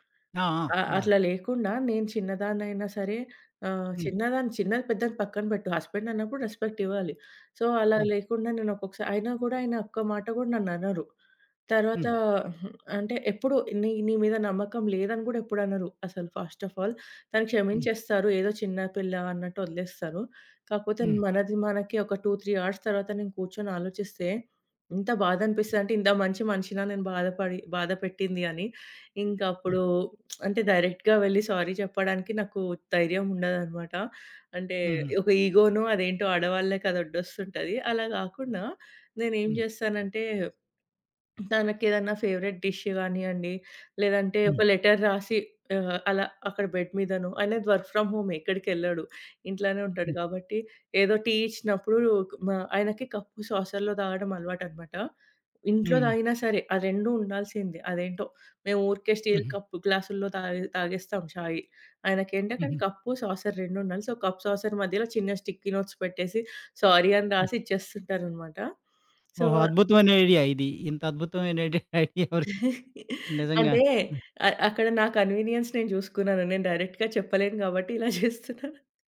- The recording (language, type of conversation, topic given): Telugu, podcast, మీరు తప్పు చేసినప్పుడు నమ్మకాన్ని ఎలా తిరిగి పొందగలరు?
- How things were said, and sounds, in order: in English: "సో"; in English: "ఫస్ట్ ఆఫ్ ఆల్"; in English: "టు త్రీ అవర్స్"; lip smack; in English: "డైరెక్ట్‌గా"; in English: "సారీ"; in English: "ఫేవరైట్ డిష్"; in English: "లెటర్"; in English: "బెడ్"; in English: "వర్క్ ఫ్రామ్"; in English: "సాసర్‌లో"; in English: "సో"; in English: "స్టిక్కీ నోట్స్"; in English: "సారీ"; in English: "సో"; laughing while speaking: "ఐడియా, ఐడియా ఎవరికి"; chuckle; in English: "కన్వీనియన్స్"; in English: "డైరెక్ట్‌గా"; laughing while speaking: "ఇలా జేస్తున్నా"